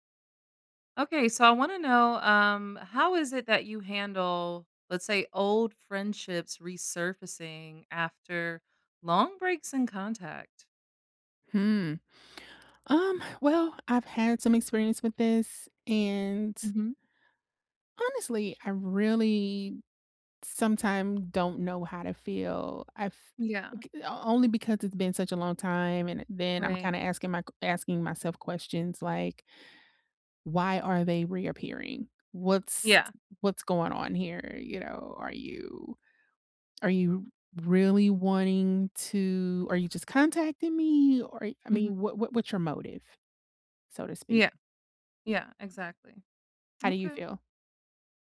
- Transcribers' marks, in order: none
- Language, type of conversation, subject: English, unstructured, How should I handle old friendships resurfacing after long breaks?